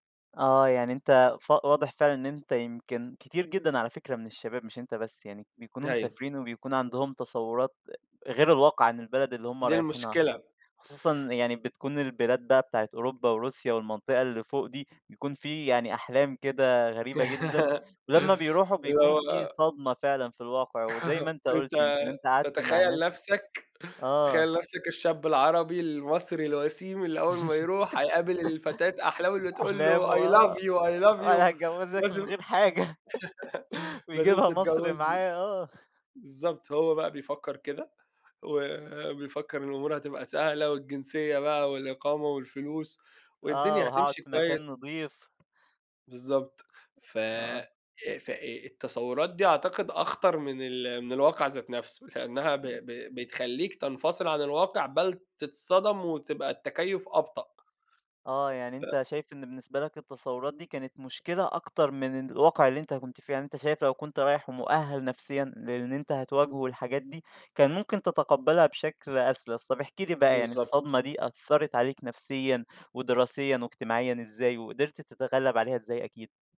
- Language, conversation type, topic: Arabic, podcast, احكيلي عن رحلة غيّرت نظرتك للسفر؟
- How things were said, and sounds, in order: tapping; laugh; chuckle; chuckle; in English: "I love you I love you"; laugh; laughing while speaking: "ويجيبها مصر معاه آه"; chuckle; unintelligible speech